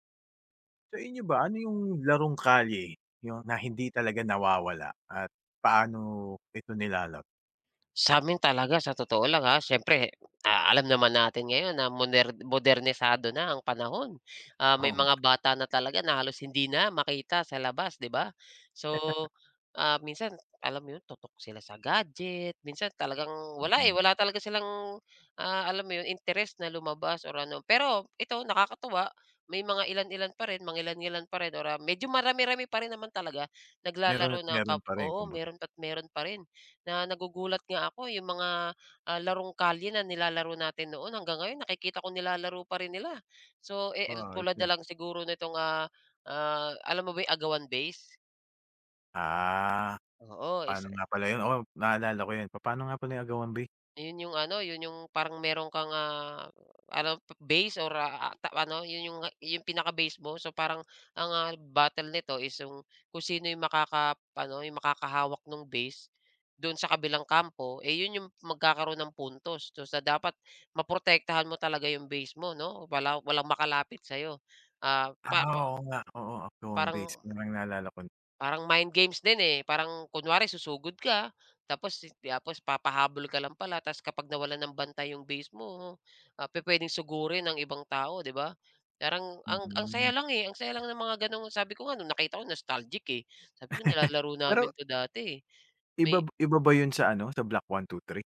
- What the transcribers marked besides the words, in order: tapping; laugh; other background noise; laugh
- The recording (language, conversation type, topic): Filipino, podcast, Anong larong kalye ang hindi nawawala sa inyong purok, at paano ito nilalaro?